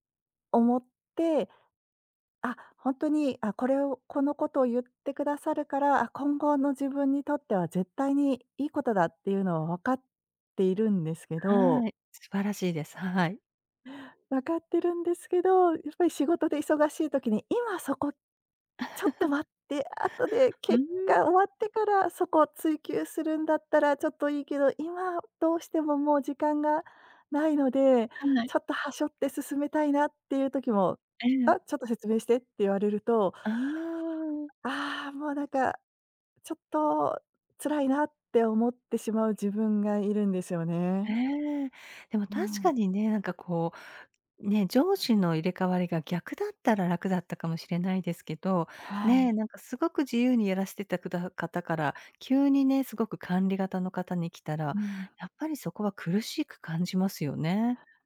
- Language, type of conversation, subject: Japanese, advice, 上司が交代して仕事の進め方が変わり戸惑っていますが、どう対処すればよいですか？
- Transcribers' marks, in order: chuckle